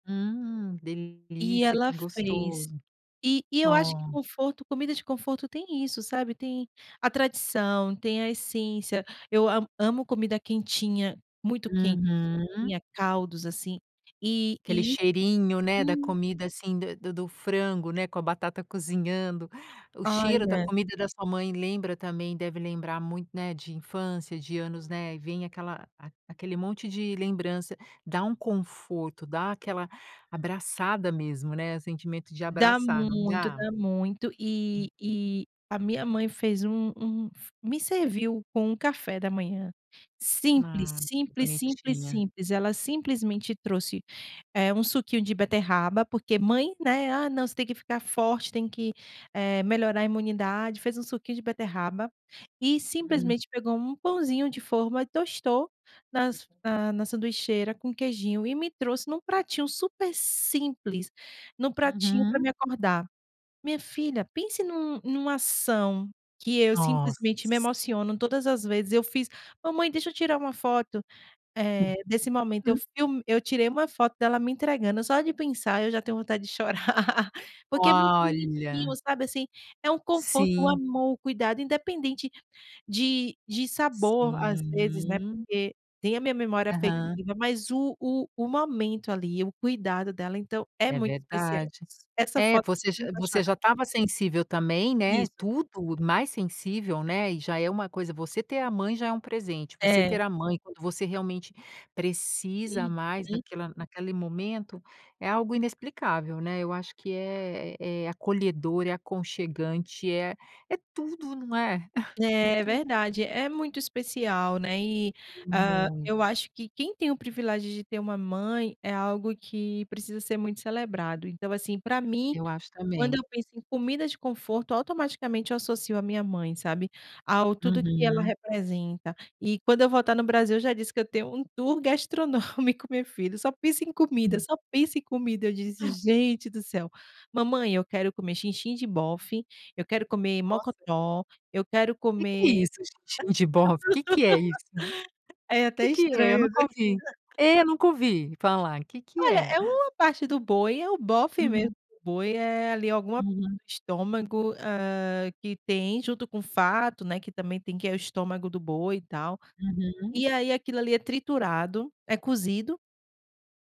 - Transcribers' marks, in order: unintelligible speech; laughing while speaking: "chorar"; chuckle; in English: "tour"; other noise; laugh; unintelligible speech
- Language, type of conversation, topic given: Portuguese, podcast, Como você define comida afetiva?